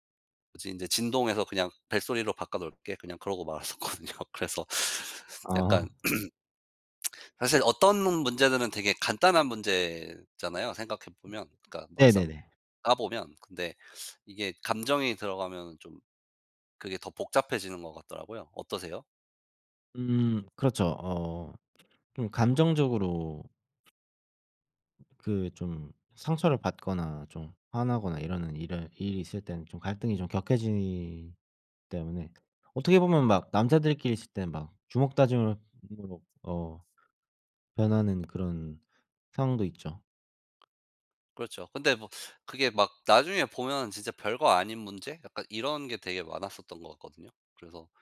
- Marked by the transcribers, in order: laughing while speaking: "그러고 말았었거든요"; laughing while speaking: "아"; throat clearing; lip smack; other background noise; tapping; unintelligible speech
- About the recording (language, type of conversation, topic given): Korean, unstructured, 친구와 갈등이 생겼을 때 어떻게 해결하나요?